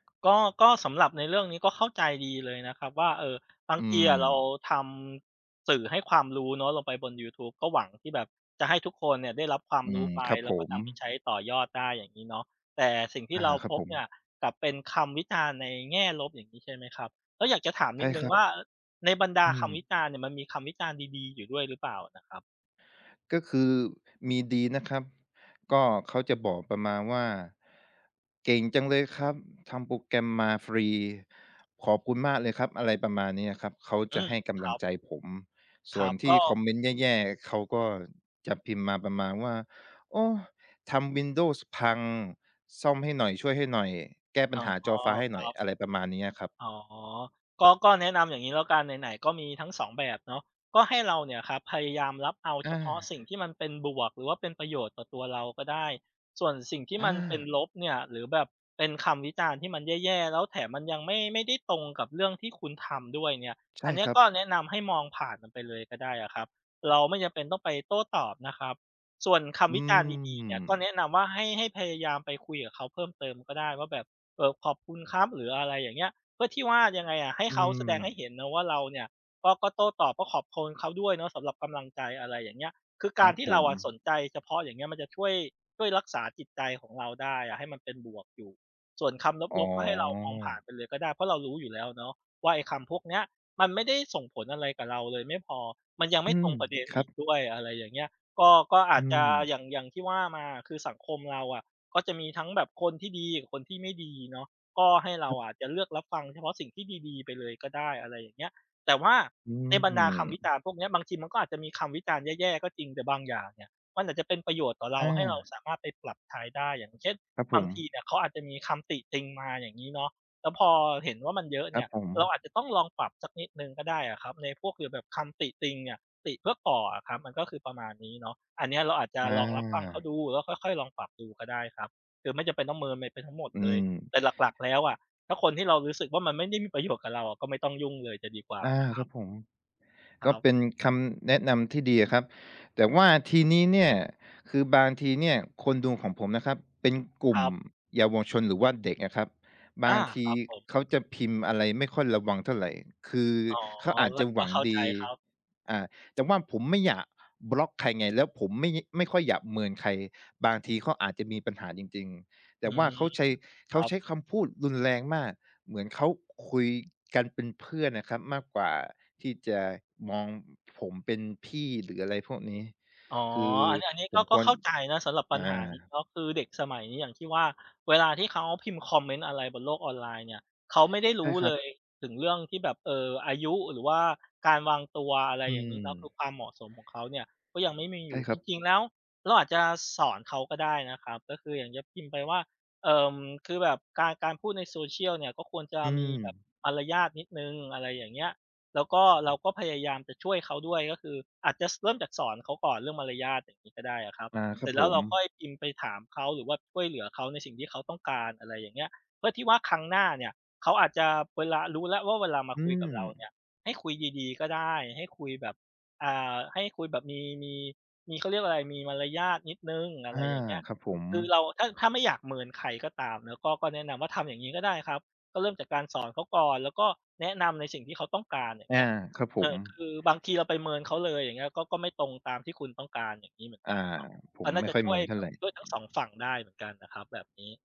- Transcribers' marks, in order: tapping; other background noise; background speech
- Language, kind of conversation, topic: Thai, advice, คุณเคยได้รับคำวิจารณ์ผลงานบนโซเชียลมีเดียแบบไหนที่ทำให้คุณเสียใจ?